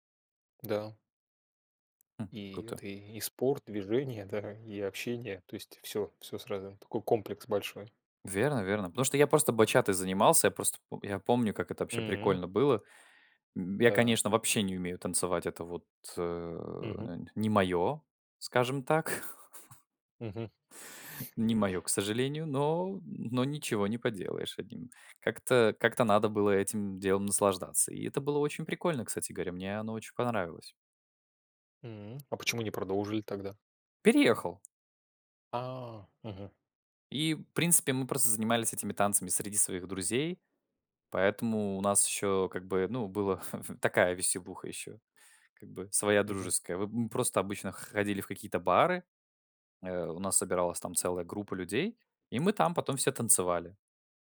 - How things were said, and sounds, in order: tapping; chuckle; chuckle
- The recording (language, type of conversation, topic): Russian, unstructured, Что помогает вам поднять настроение в трудные моменты?